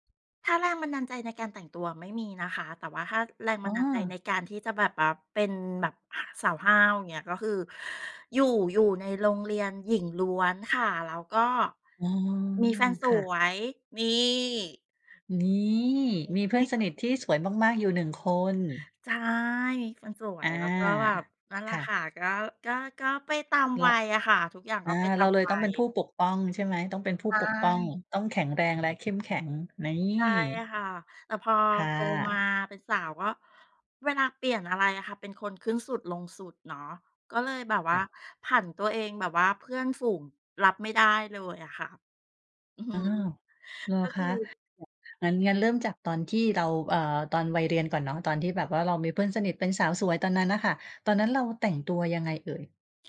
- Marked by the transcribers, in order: tapping
- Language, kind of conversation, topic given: Thai, podcast, สไตล์การแต่งตัวที่ทำให้คุณรู้สึกว่าเป็นตัวเองเป็นแบบไหน?